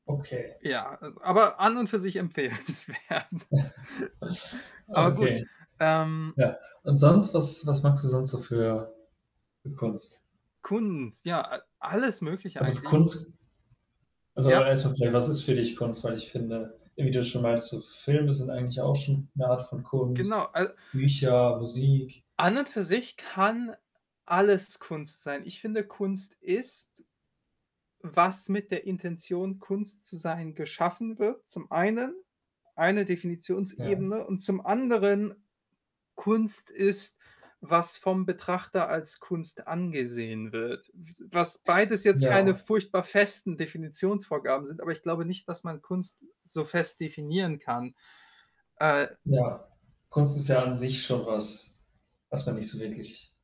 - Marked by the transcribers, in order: tapping; static; laughing while speaking: "empfehlenswert"; laugh; other background noise
- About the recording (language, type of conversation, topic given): German, unstructured, Was macht Kunst für dich besonders?